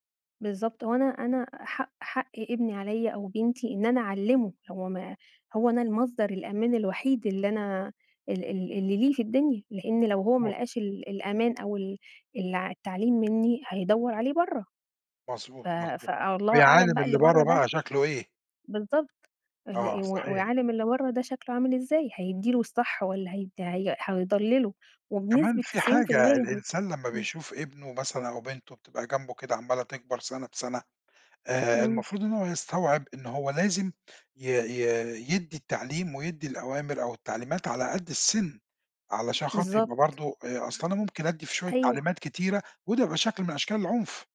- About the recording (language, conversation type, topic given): Arabic, podcast, شو رأيك في تربية الولاد من غير عنف؟
- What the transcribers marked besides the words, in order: none